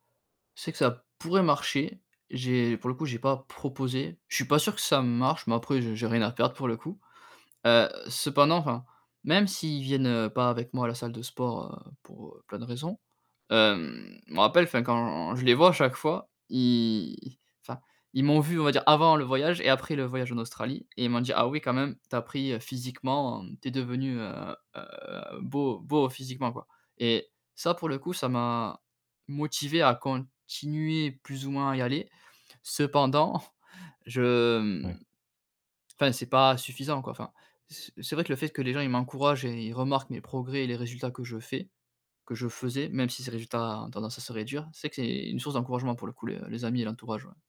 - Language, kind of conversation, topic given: French, advice, Comment gérez-vous le sentiment de culpabilité après avoir sauté des séances d’entraînement ?
- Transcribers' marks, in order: chuckle; tapping